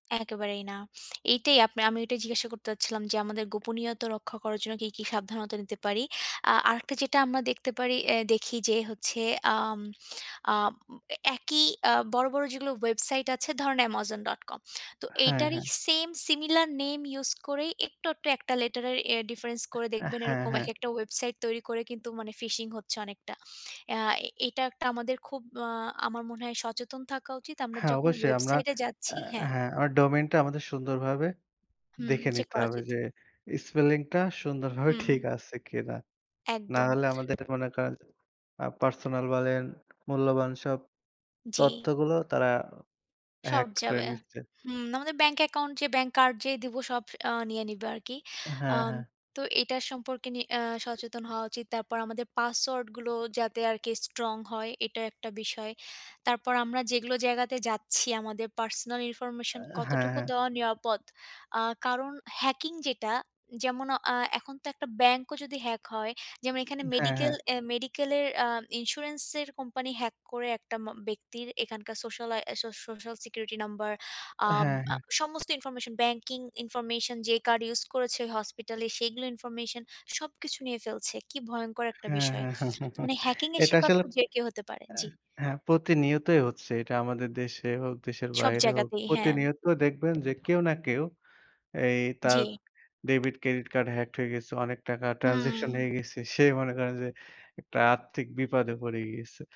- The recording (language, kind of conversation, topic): Bengali, unstructured, আপনার কি মনে হয় প্রযুক্তি আমাদের ব্যক্তিগত গোপনীয়তাকে হুমকির মুখে ফেলছে?
- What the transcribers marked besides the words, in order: tapping; in English: "phishing"; in English: "domain"; chuckle; in English: "transaction"